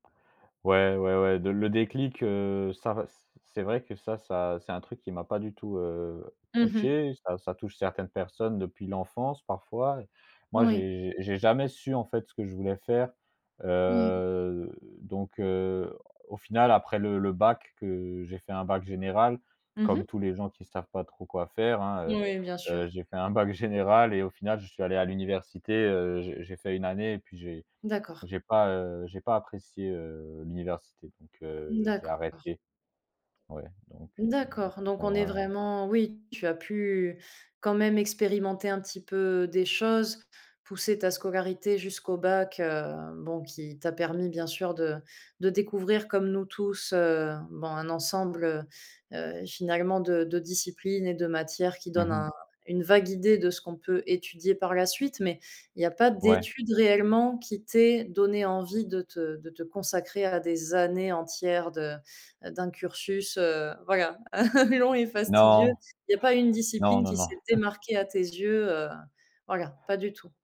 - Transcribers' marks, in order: laughing while speaking: "bac général"; other background noise; tapping; stressed: "années"; chuckle; laughing while speaking: "long et fastidieux"
- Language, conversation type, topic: French, podcast, Comment as-tu choisi ta voie professionnelle ?